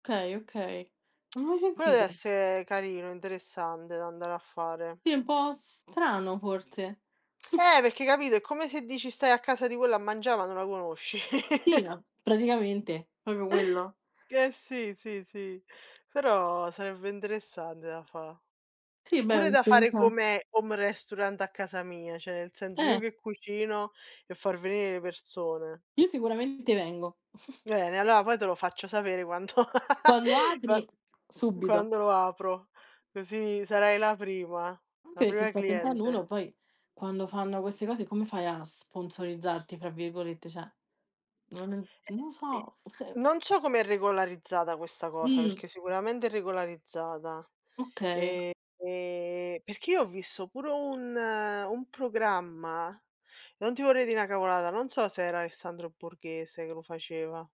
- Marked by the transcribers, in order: "Okay" said as "kay"; tapping; chuckle; chuckle; "proprio" said as "popio"; in English: "home restaurant"; "cioè" said as "ceh"; snort; "allora" said as "alloa"; other background noise; laughing while speaking: "quanto"; "subito" said as "subbito"; laugh; "Cioè" said as "ceh"; unintelligible speech
- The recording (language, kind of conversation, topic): Italian, unstructured, Come scegli cosa mangiare durante la settimana?